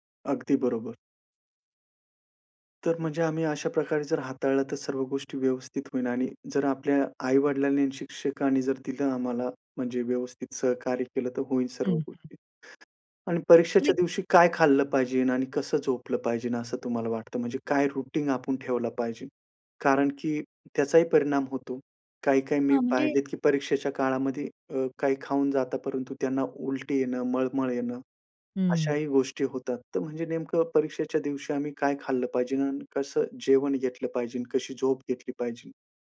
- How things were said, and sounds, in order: tapping; other background noise; in English: "रुटिन"
- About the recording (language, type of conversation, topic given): Marathi, podcast, परीक्षेतील ताण कमी करण्यासाठी तुम्ही काय करता?